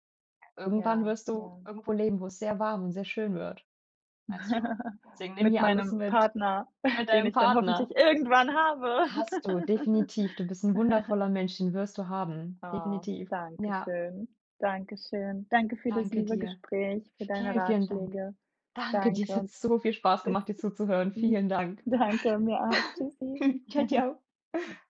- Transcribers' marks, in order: giggle; snort; giggle; laughing while speaking: "Danke"; giggle
- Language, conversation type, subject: German, advice, Wie kann ich meine Angst und Unentschlossenheit bei großen Lebensentscheidungen überwinden?